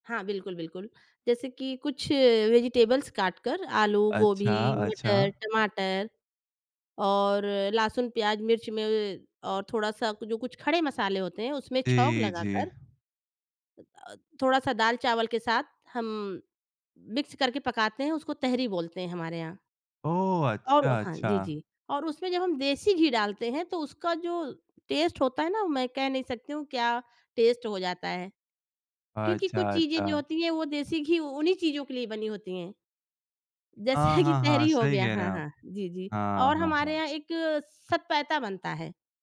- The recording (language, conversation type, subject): Hindi, podcast, त्योहारों पर खाने में आपकी सबसे पसंदीदा डिश कौन-सी है?
- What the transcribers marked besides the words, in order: in English: "वेजिटेबल्स"; in English: "मिक्स"; in English: "टेस्ट"; in English: "टेस्ट"; tapping; laughing while speaking: "कि तहरी"